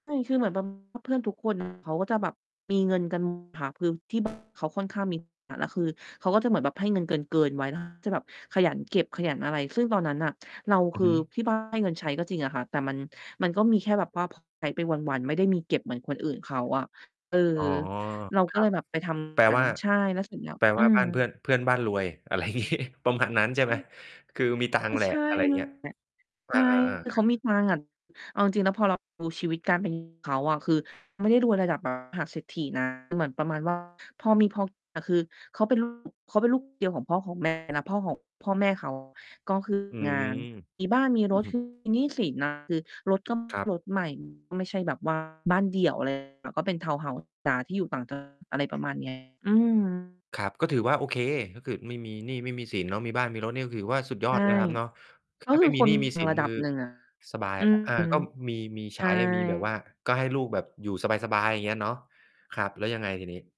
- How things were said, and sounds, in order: distorted speech; other background noise; laughing while speaking: "งี้ ประมาณนั้นใช่ไหม ?"; unintelligible speech
- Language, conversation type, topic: Thai, podcast, เคยมีช่วงเวลาที่ “อ๋อ!” แล้วทำให้วิธีการเรียนของคุณเปลี่ยนไปไหม?